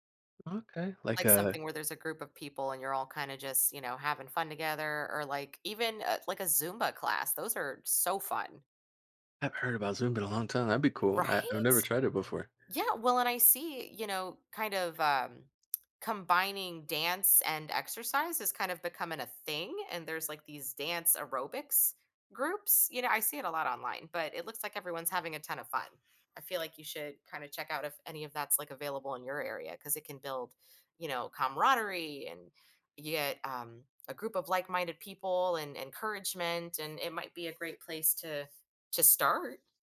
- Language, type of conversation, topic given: English, advice, How can I make new friends and feel settled after moving to a new city?
- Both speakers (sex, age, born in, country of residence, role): female, 35-39, United States, United States, advisor; male, 20-24, United States, United States, user
- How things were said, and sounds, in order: tapping; other background noise